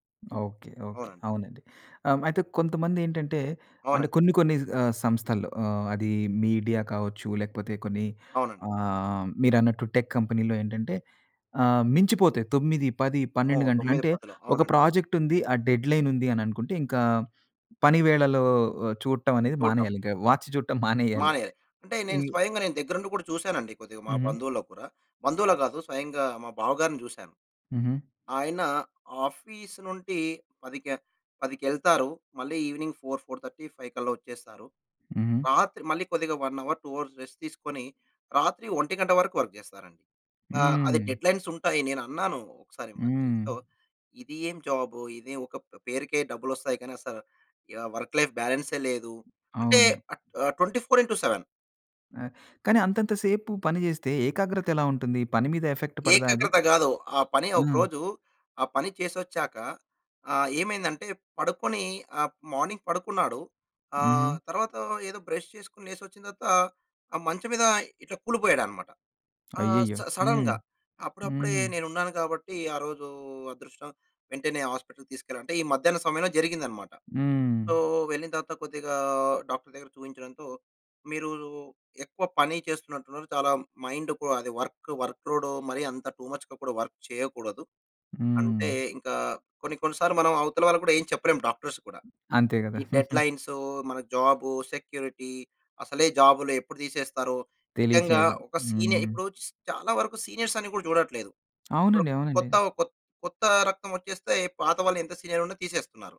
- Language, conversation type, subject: Telugu, podcast, ఒక సాధారణ పని రోజు ఎలా ఉండాలి అనే మీ అభిప్రాయం ఏమిటి?
- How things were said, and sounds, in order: in English: "మీడియా"; in English: "టెక్ కంపెనీలో"; in English: "ప్రాజెక్ట్"; in English: "డెడ్‌లైన్"; in English: "వాచ్"; giggle; in English: "ఆఫీస్"; in English: "ఇవెనింగ్ ఫోర్ ఫోర్ థర్టీ ఫైవ్"; in English: "వన్ అవర్, టూ అవర్స్ రెస్ట్"; in English: "వర్క్"; in English: "డెడ్‌లైన్స్"; in English: "వర్క్ లైఫ్"; in English: "ట్వెంటీ ఫోర్ ఇంటు సెవెన్"; in English: "ఎఫెక్ట్"; in English: "మార్నింగ్"; in English: "బ్రష్"; in English: "స సడన్‌గా"; in English: "హాస్పిటల్‌కి"; in English: "సో"; in English: "డాక్టర్"; in English: "వర్క్, వర్క్"; in English: "టు మచ్‌గా"; in English: "వర్క్"; in English: "డాక్టర్స్"; in English: "డెడ్‌లైన్స్"; chuckle; in English: "సెక్యూరిటీ"; in English: "సీనియర్"; in English: "సీనియర్స్"; tapping; in English: "సీనియర్"